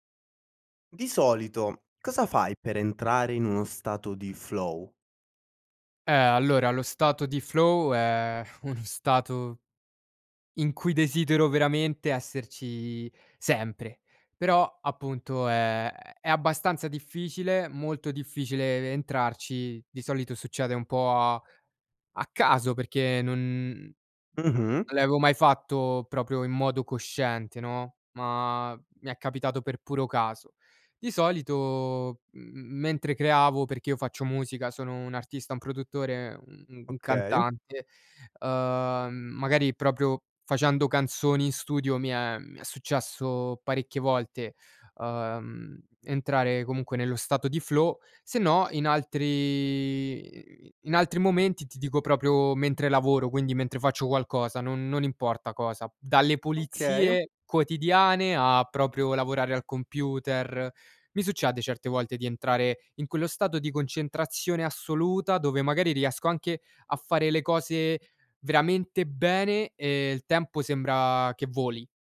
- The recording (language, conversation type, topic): Italian, podcast, Cosa fai per entrare in uno stato di flow?
- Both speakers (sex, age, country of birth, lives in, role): male, 20-24, Romania, Romania, guest; male, 25-29, Italy, Romania, host
- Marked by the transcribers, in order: in English: "flow?"; in English: "flow"; "facendo" said as "faciando"; "successo" said as "succiasso"; in English: "flow"; "succede" said as "succiade"